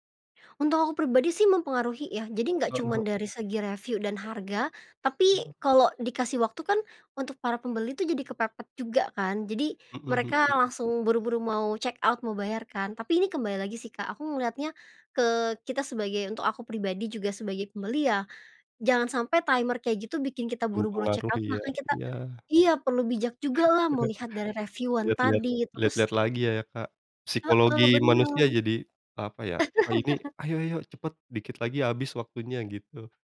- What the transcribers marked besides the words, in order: bird; in English: "check out"; in English: "timer"; in English: "check out"; chuckle; laugh
- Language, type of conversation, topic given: Indonesian, podcast, Apa pengalaman belanja daringmu yang paling berkesan?